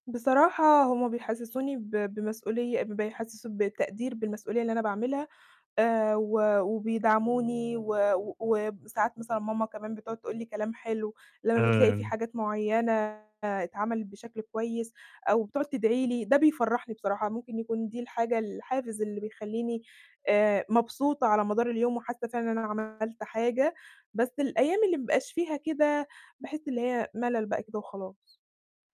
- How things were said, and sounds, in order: distorted speech
- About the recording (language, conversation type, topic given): Arabic, advice, إزاي ألاقي معنى أو قيمة في المهام الروتينية المملة اللي بعملها كل يوم؟